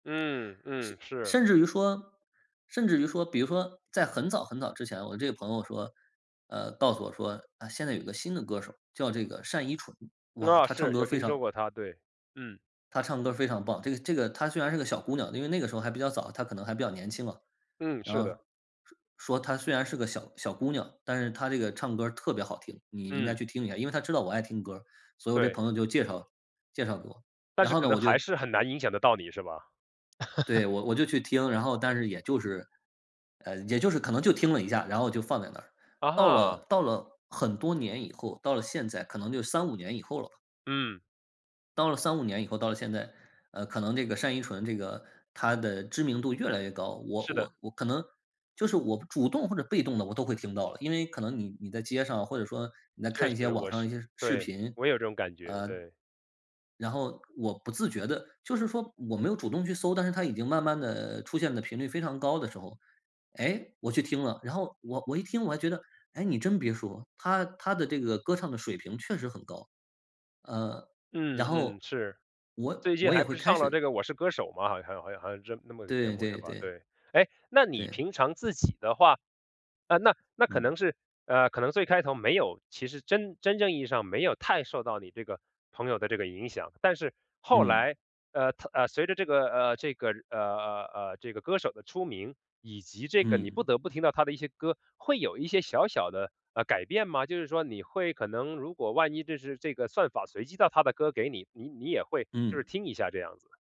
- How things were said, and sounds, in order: laugh; other background noise
- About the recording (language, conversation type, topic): Chinese, podcast, 交朋友会影响你平时听什么歌吗？